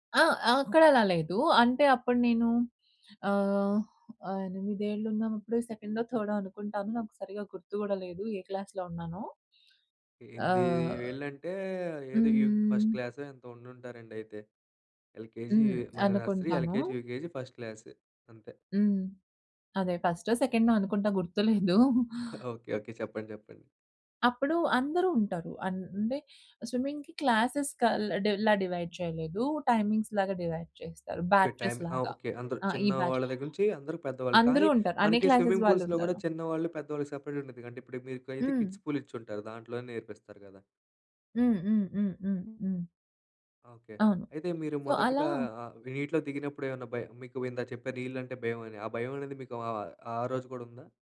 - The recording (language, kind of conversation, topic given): Telugu, podcast, మీకు ఆనందం కలిగించే హాబీ గురించి చెప్పగలరా?
- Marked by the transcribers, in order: in English: "క్లాస్‌లో"; in English: "ఫస్ట్"; in English: "ఎల్‍కేజీ"; in English: "నర్సరీ, ఎల్‍కేజీ, యూకేజీ, ఫస్ట్"; chuckle; in English: "స్విమ్మింగ్‌కి క్లాసెస్"; in English: "డివైడ్"; in English: "టైమింగ్స్"; in English: "డివైడ్"; in English: "బ్యాచెస్"; in English: "బ్యాచ్"; other background noise; in English: "స్విమ్మింగ్ పూల్స్‌లో"; in English: "క్లాసెస్"; in English: "సెపరేట్‌గా"; in English: "కిడ్స్ పూల్"; in English: "సో"